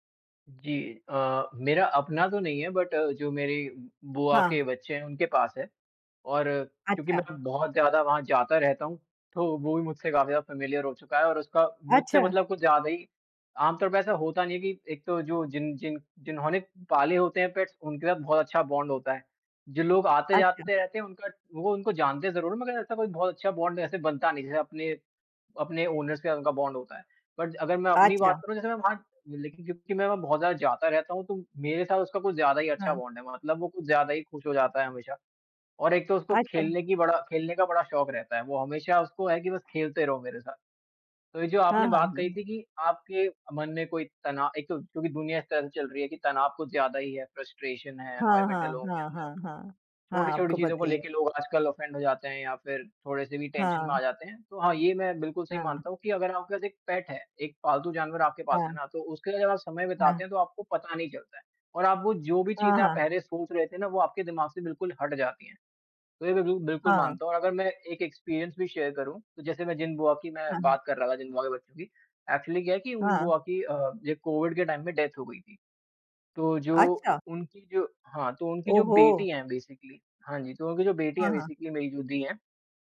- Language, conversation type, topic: Hindi, unstructured, क्या पालतू जानवरों के साथ समय बिताने से आपको खुशी मिलती है?
- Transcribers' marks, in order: in English: "बट"; in English: "फ़ैमिलियर"; in English: "पेट्स"; in English: "बॉन्ड"; in English: "बॉन्ड"; in English: "ओनर"; in English: "बॉन्ड"; in English: "बट"; in English: "बॉन्ड"; in English: "फ़्रस्ट्रेशन"; in English: "अनोयमेंट"; in English: "ऑफेंड"; in English: "टेंशन"; in English: "पेट"; in English: "एक्सपीरियंस"; in English: "शेयर"; in English: "एक्चुअली"; in English: "टाइम"; in English: "डेथ"; tapping; in English: "बेसिकली"; in English: "बेसिकली"